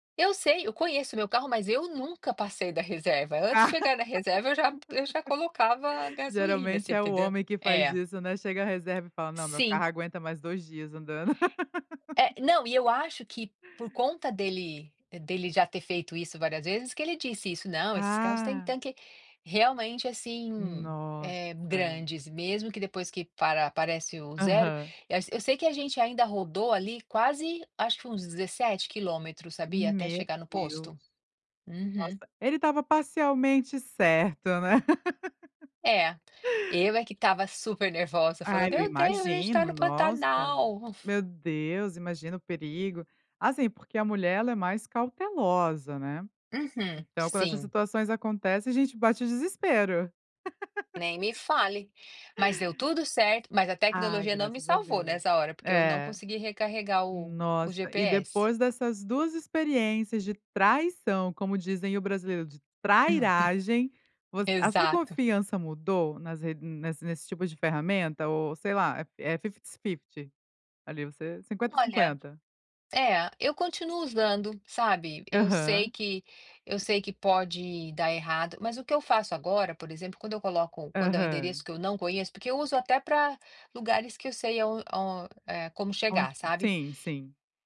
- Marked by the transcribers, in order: laugh; laugh; laugh; laugh; chuckle; in English: "fifties fifty"
- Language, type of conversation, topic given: Portuguese, podcast, Você já usou a tecnologia e ela te salvou — ou te traiu — quando você estava perdido?